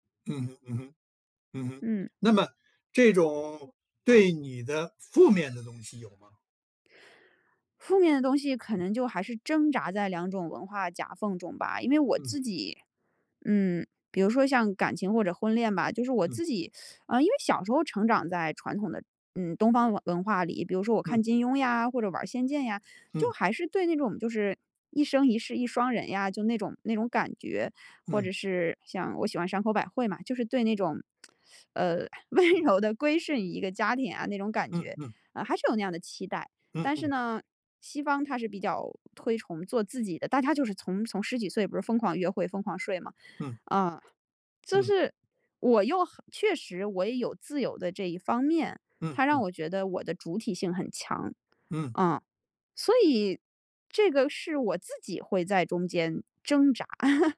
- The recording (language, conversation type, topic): Chinese, podcast, 混合文化背景对你意味着什么？
- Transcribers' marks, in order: teeth sucking; tsk; laughing while speaking: "温柔地"; giggle